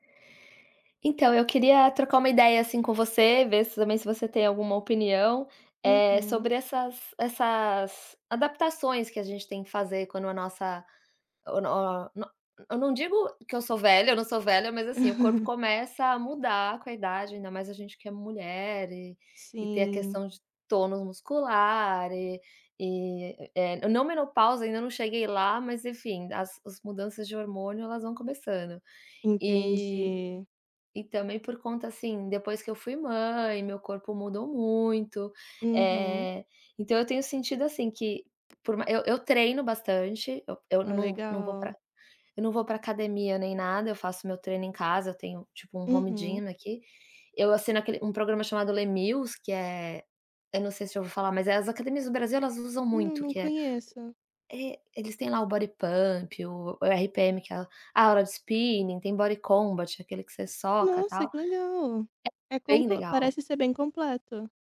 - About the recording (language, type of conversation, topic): Portuguese, advice, Como você tem se adaptado às mudanças na sua saúde ou no seu corpo?
- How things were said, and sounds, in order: laugh; in English: "home gym"